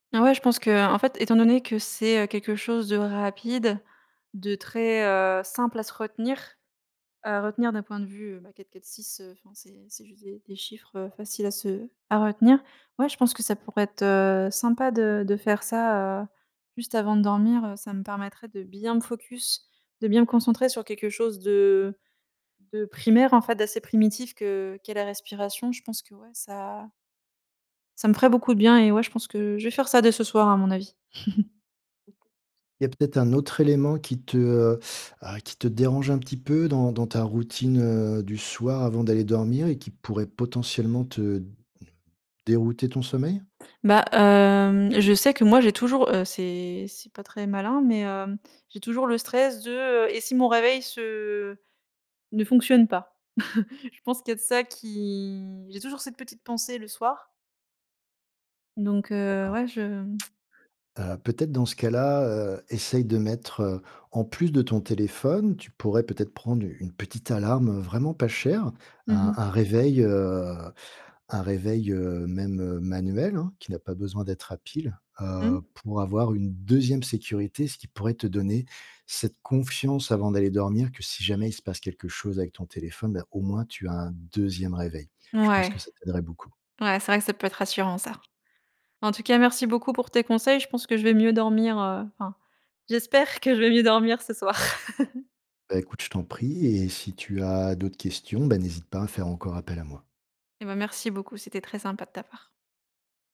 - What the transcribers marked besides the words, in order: chuckle; chuckle; tsk; laughing while speaking: "j'espère que je vais mieux dormir ce soir"; laugh
- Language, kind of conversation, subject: French, advice, Comment décririez-vous votre insomnie liée au stress ?